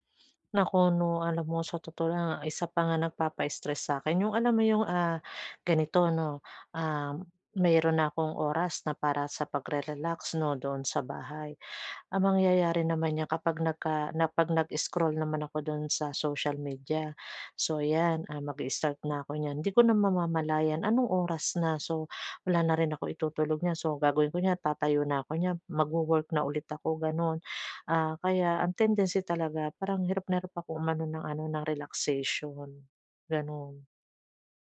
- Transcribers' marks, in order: tapping
- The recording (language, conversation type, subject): Filipino, advice, Paano ako makakapagpahinga at makapag-relaks sa bahay kapag sobrang stress?